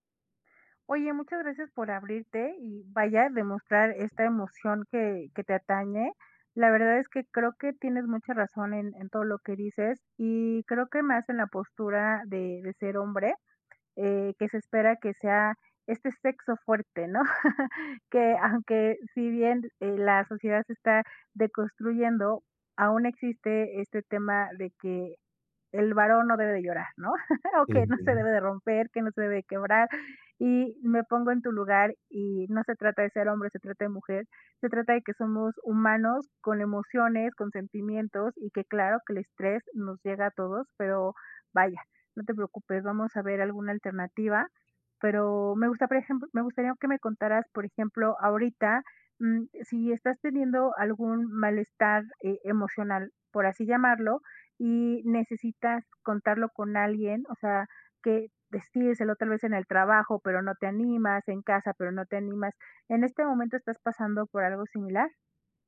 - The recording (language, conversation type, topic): Spanish, advice, ¿Cómo puedo pedir apoyo emocional sin sentirme débil?
- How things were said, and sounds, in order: tapping; chuckle; chuckle